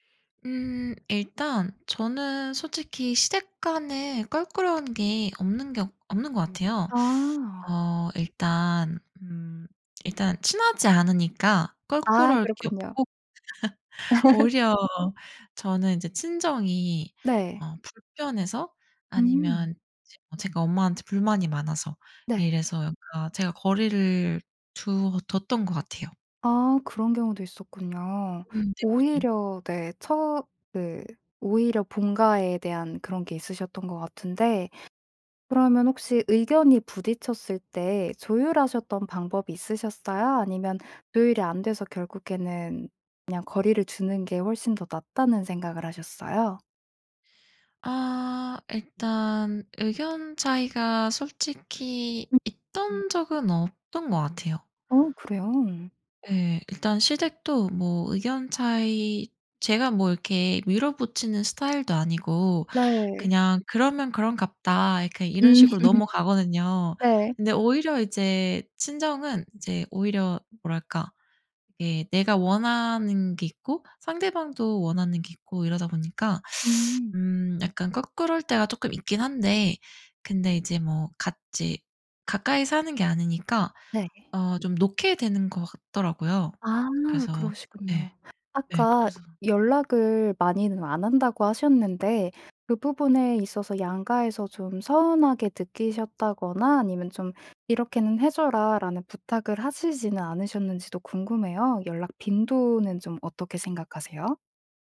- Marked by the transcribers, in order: other background noise; laugh; tapping; laugh
- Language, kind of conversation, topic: Korean, podcast, 시댁과 처가와는 어느 정도 거리를 두는 게 좋을까요?